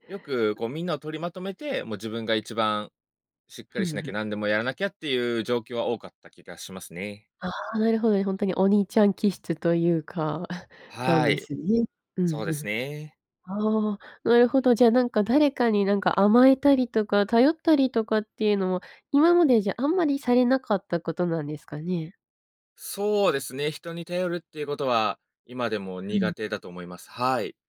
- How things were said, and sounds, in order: giggle
- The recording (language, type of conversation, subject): Japanese, advice, なぜ私は人に頼らずに全部抱え込み、燃え尽きてしまうのでしょうか？